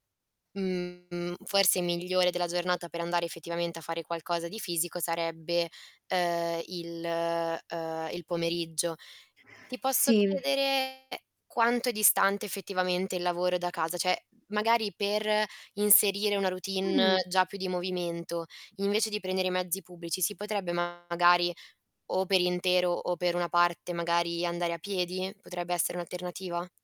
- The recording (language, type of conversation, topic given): Italian, advice, Come gestisci pause e movimento durante lunghe giornate di lavoro sedentarie?
- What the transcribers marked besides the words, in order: distorted speech; static; tapping; "Cioè" said as "ceh"; other background noise